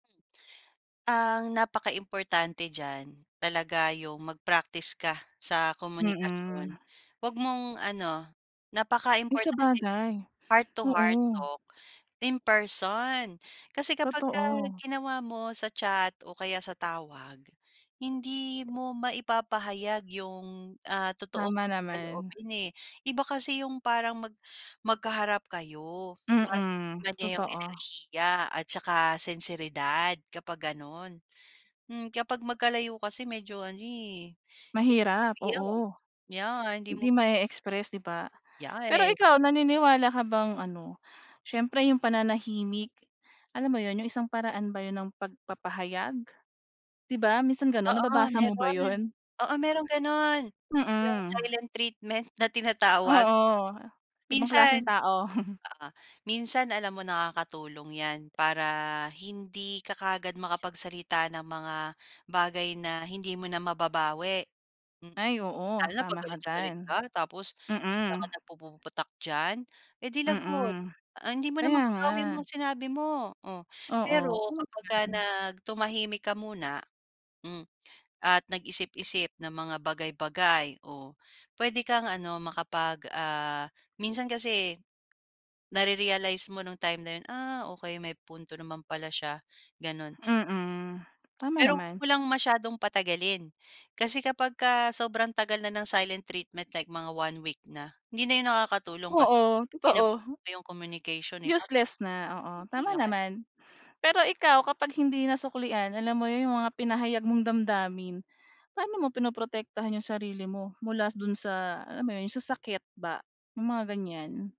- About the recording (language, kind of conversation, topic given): Filipino, podcast, Paano ka nagsisimula kapag gusto mong ipahayag ang iyong damdamin?
- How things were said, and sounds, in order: in English: "heart to heart talk in person"; tapping; chuckle